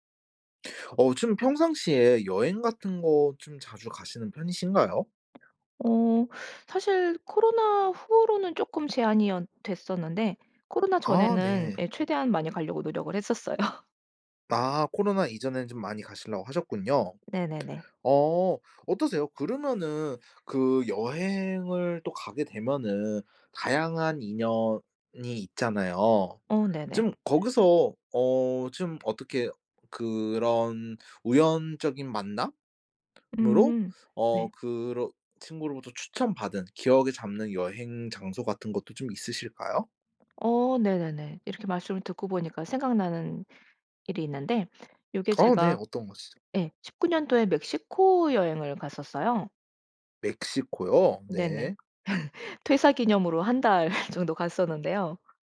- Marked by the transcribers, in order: other background noise; laughing while speaking: "했었어요"; laugh
- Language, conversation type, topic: Korean, podcast, 관광지에서 우연히 만난 사람이 알려준 숨은 명소가 있나요?